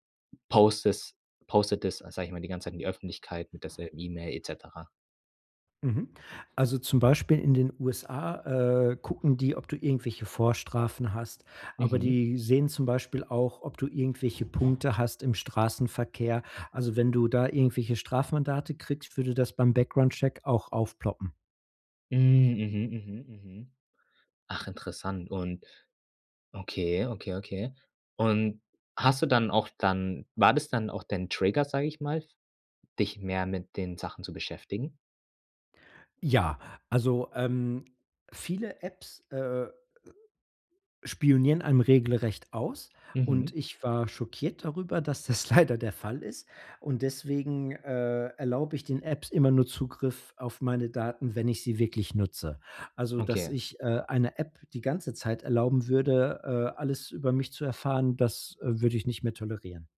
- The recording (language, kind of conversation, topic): German, podcast, Wie gehst du mit deiner Privatsphäre bei Apps und Diensten um?
- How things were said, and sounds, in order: "postet-" said as "postes"; tapping; in English: "Background Check"; in English: "Trigger"; laughing while speaking: "leider"